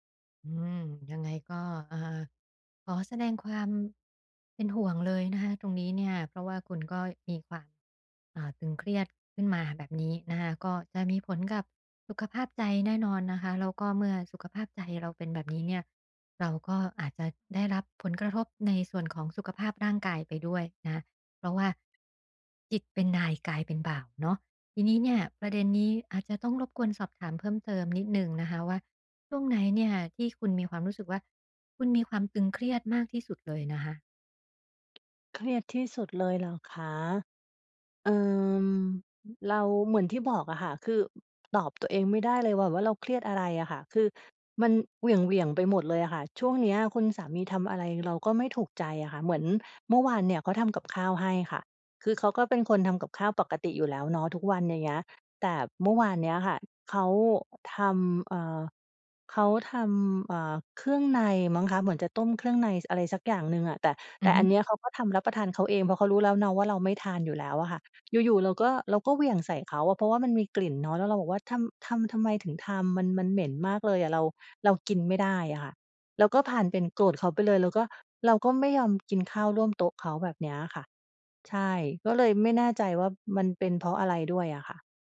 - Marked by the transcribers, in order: tapping; other background noise
- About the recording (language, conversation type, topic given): Thai, advice, ฉันจะใช้การหายใจเพื่อลดความตึงเครียดได้อย่างไร?